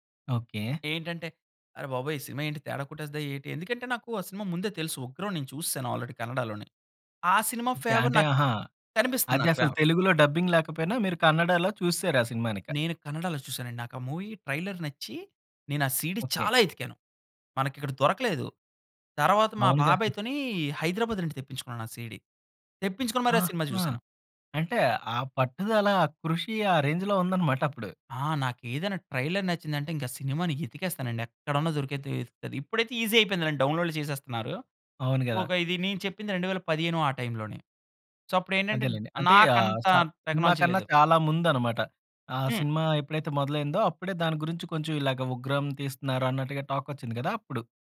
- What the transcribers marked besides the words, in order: in English: "ఆల్రెడీ"; in English: "ఫేవర్"; in English: "ఫేవర్"; in English: "మూవీ ట్రైలర్"; stressed: "చాలా"; in English: "రేంజ్‌లో"; in English: "ట్రైలర్"; in English: "ఈజీ"; in English: "డౌన్‌లోడ్"; in English: "సో"; in English: "టాక్"
- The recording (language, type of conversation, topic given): Telugu, podcast, సినిమా ముగింపు బాగుంటే ప్రేక్షకులపై సినిమా మొత్తం ప్రభావం ఎలా మారుతుంది?